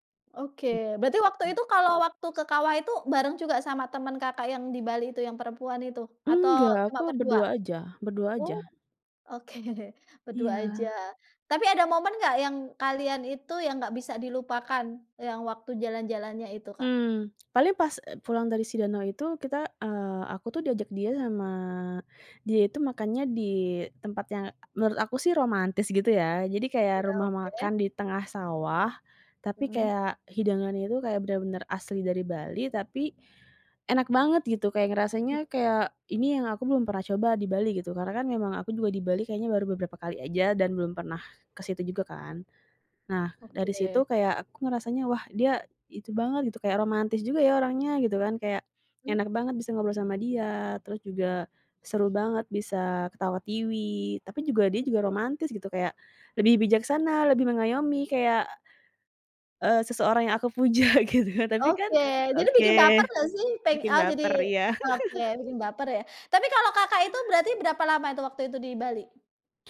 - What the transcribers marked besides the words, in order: other background noise; laughing while speaking: "oke"; laughing while speaking: "puja, gitu"; laughing while speaking: "iya"
- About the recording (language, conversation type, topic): Indonesian, podcast, Pernah nggak kamu tiba-tiba merasa cocok dengan orang asing, dan bagaimana kejadiannya?